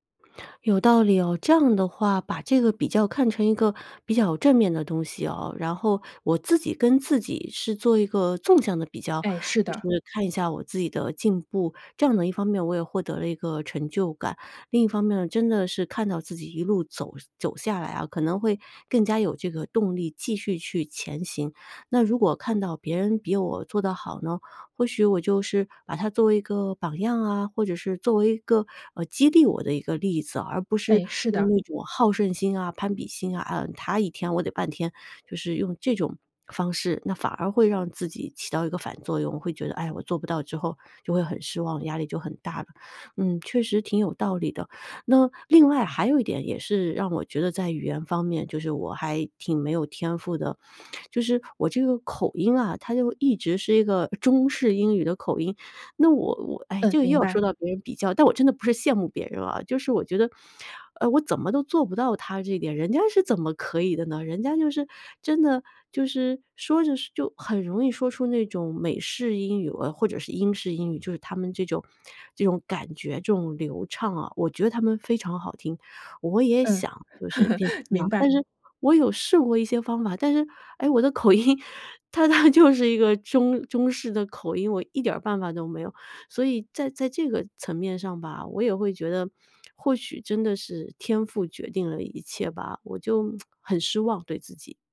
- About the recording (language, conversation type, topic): Chinese, advice, 為什麼我會覺得自己沒有天賦或價值？
- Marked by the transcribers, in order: other background noise; chuckle; laughing while speaking: "口音它 它就是一个中 中"; lip smack; whistle